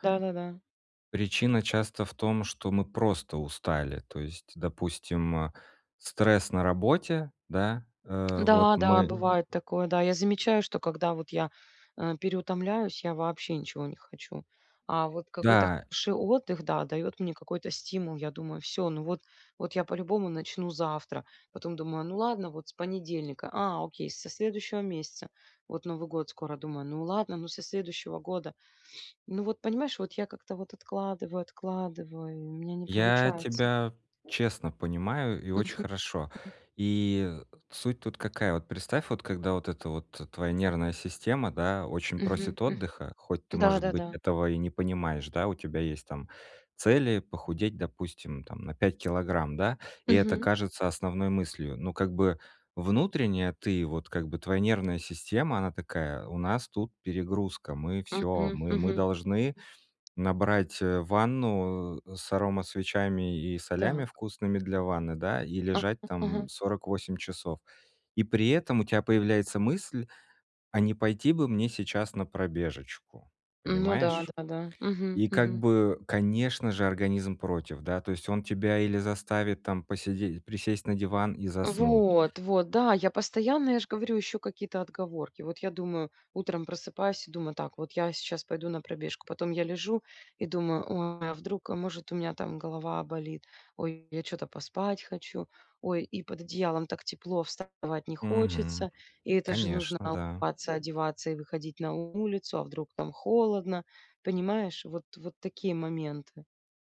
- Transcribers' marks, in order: tsk; other background noise; "хороший" said as "ший"; sniff; other noise; tapping; drawn out: "Вот"
- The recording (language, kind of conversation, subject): Russian, advice, Как начать формировать полезные привычки маленькими шагами каждый день?